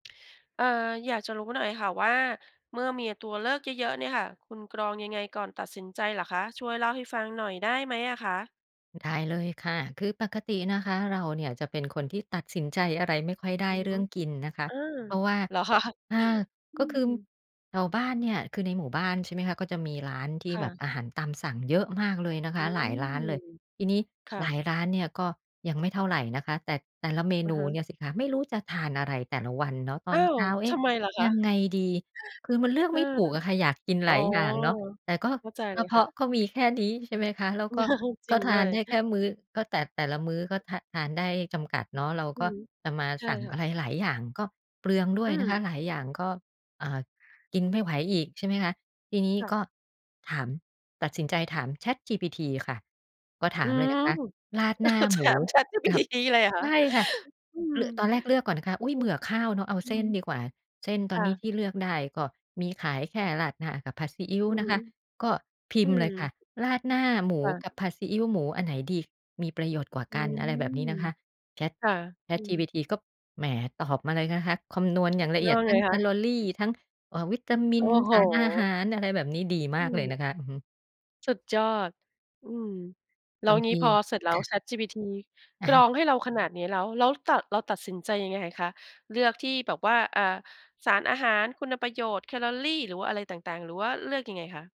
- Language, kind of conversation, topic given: Thai, podcast, เมื่อมีตัวเลือกเยอะ คุณคัดกรองอย่างไรก่อนตัดสินใจ?
- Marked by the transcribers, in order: laughing while speaking: "คะ"; chuckle; other background noise; laugh; laughing while speaking: "ถาม ChatGPT เลยเหรอค่ะ"; tapping